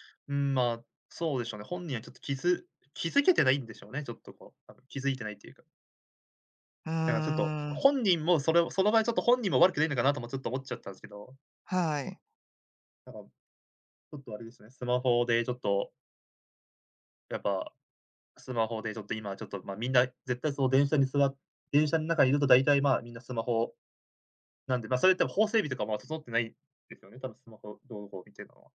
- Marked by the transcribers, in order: unintelligible speech
- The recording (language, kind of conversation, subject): Japanese, podcast, 電車内でのスマホの利用マナーで、あなたが気になることは何ですか？